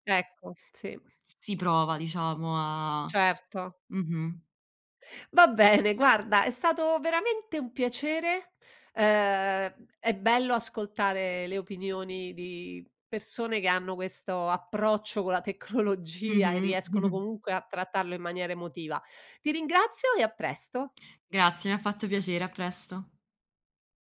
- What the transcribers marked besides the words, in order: tapping; laughing while speaking: "Va bene"; chuckle
- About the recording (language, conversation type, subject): Italian, podcast, Preferisci parlare di persona o via messaggio, e perché?